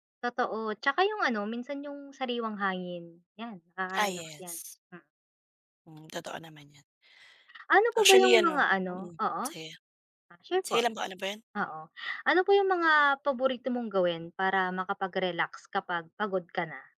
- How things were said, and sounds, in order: other background noise
- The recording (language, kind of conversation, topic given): Filipino, unstructured, Ano ang mga simpleng paraan para makapagpahinga at makapagrelaks pagkatapos ng mahirap na araw?